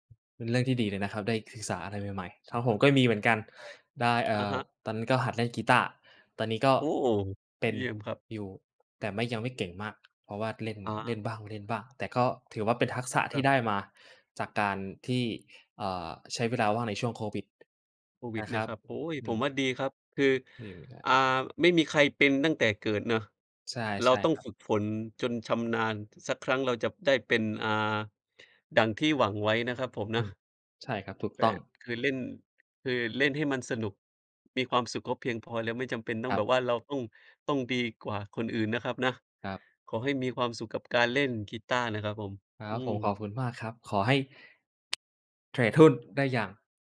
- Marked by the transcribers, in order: unintelligible speech; tsk
- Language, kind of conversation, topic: Thai, unstructured, โควิด-19 เปลี่ยนแปลงโลกของเราไปมากแค่ไหน?